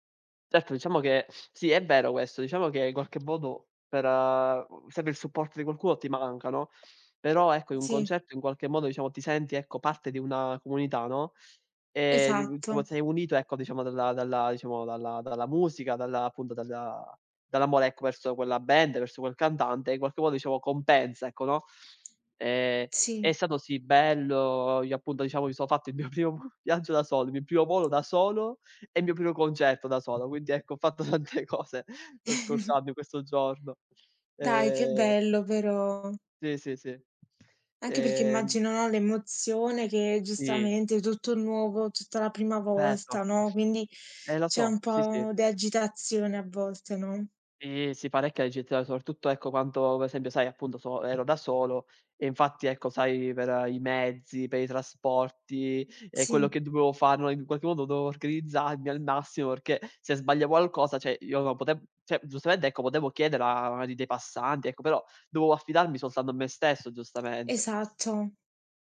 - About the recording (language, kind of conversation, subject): Italian, unstructured, Qual è il ricordo più bello che hai di un viaggio?
- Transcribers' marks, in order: tapping; laughing while speaking: "primo"; other background noise; laughing while speaking: "fatto tante cose"; chuckle; "dovevo" said as "duveo"